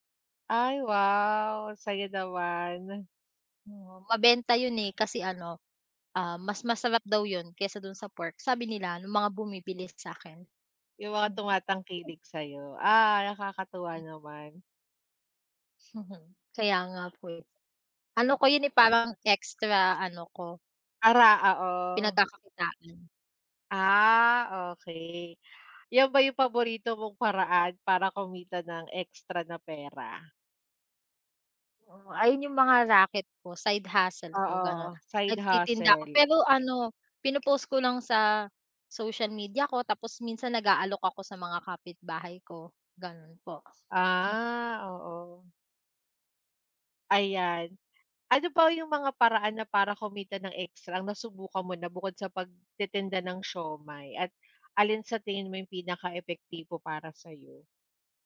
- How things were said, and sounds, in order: other background noise; chuckle; tapping; chuckle; drawn out: "Ah"; other noise; drawn out: "Ah"
- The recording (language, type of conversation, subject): Filipino, unstructured, Ano ang mga paborito mong paraan para kumita ng dagdag na pera?